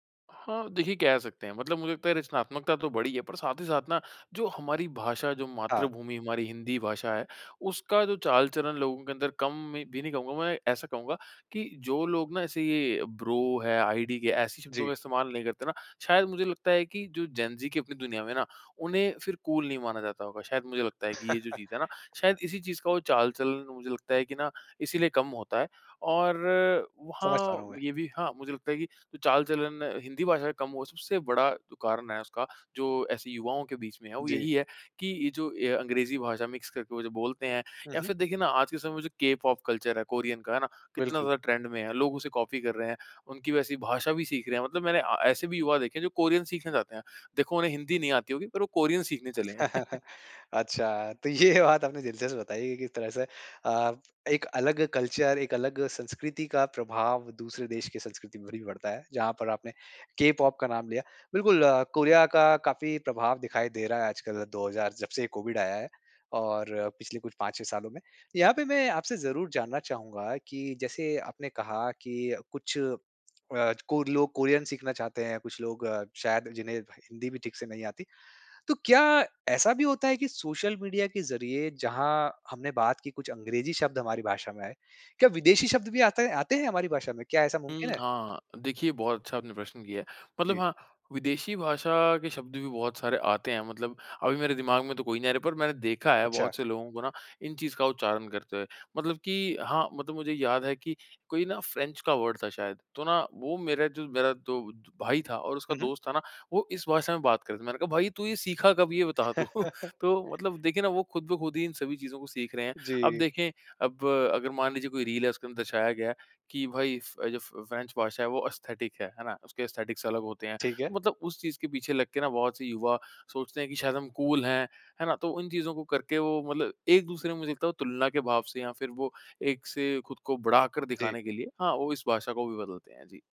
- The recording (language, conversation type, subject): Hindi, podcast, सोशल मीडिया ने आपकी भाषा को कैसे बदला है?
- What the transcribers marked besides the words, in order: in English: "ब्रो"; in English: "आईडीके"; in English: "जेन-ज़ी"; in English: "कूल"; laugh; in English: "मिक्स"; in English: "कल्चर"; in English: "ट्रेंड"; in English: "कॉपी"; chuckle; laugh; laughing while speaking: "ये बात आपने"; in English: "कल्चर"; in English: "वर्ड"; chuckle; laugh; in English: "एस्थेटिक"; in English: "एस्थेटिक"; in English: "कूल"